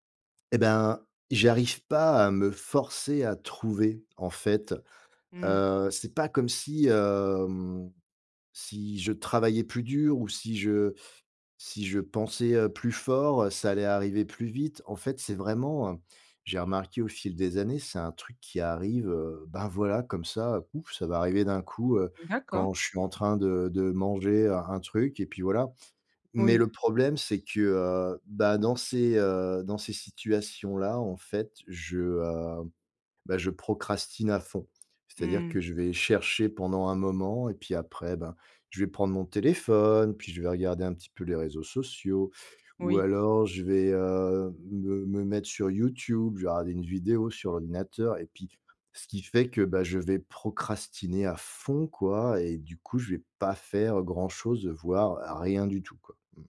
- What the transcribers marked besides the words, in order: stressed: "fond"
- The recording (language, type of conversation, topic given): French, advice, Comment surmonter la procrastination pour créer régulièrement ?